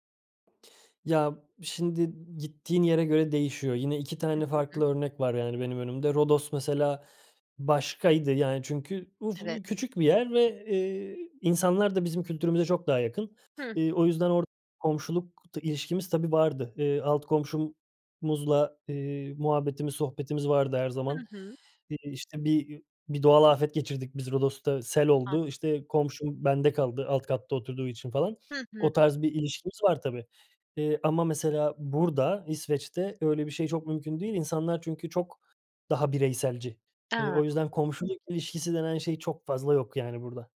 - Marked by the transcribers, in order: tapping
- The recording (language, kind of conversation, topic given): Turkish, podcast, Yeni bir semte taşınan biri, yeni komşularıyla ve mahalleyle en iyi nasıl kaynaşır?